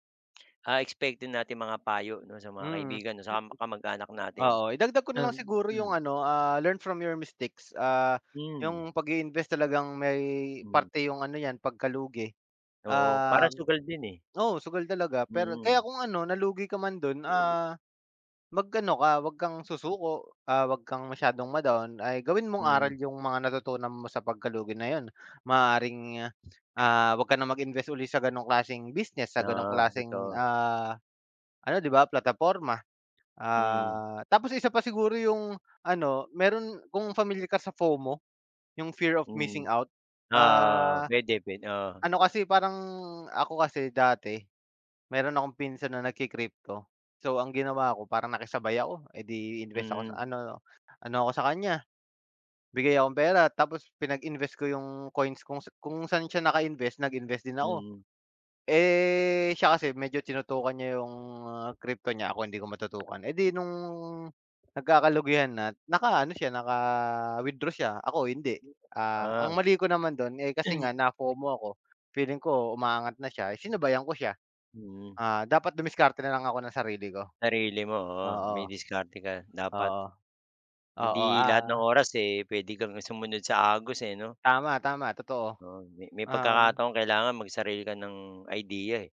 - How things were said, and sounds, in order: tapping; in English: "learn from your mistakes"; other background noise; in English: "fear of missing out"; unintelligible speech; in English: "crypto"; unintelligible speech; throat clearing
- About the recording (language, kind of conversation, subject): Filipino, unstructured, Ano ang mga natutuhan mo tungkol sa pamumuhunan mula sa mga kaibigan mo?